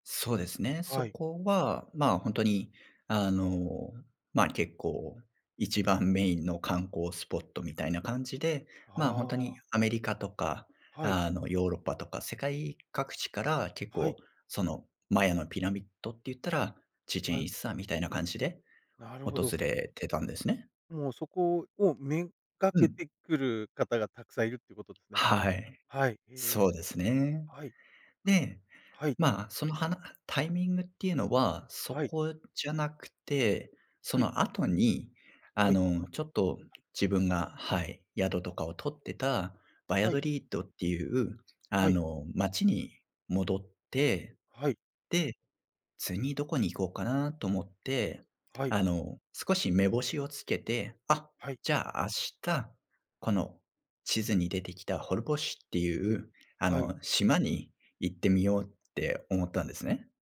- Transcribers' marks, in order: unintelligible speech
- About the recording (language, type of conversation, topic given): Japanese, podcast, これまでに「タイミングが最高だった」と感じた経験を教えてくれますか？